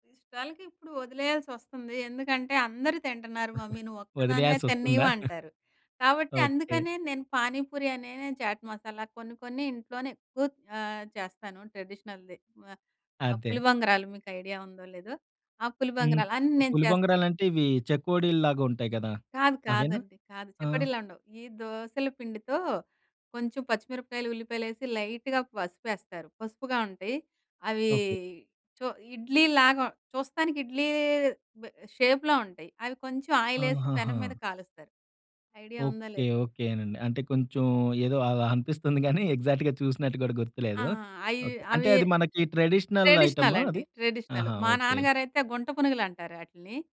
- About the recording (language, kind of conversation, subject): Telugu, podcast, ఇంట్లో పనులను పిల్లలకు ఎలా అప్పగిస్తారు?
- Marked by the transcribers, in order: giggle; in English: "ట్రెడిషనల్‌ది"; in English: "లైట్‌గా"; in English: "షేప్‌లో"; giggle; in English: "ఎగ్జాక్ట్‌గా"; other background noise; in English: "ట్రెడిషనల్"; in English: "ట్రెడిషనల్"; in English: "ట్రెడిషనల్"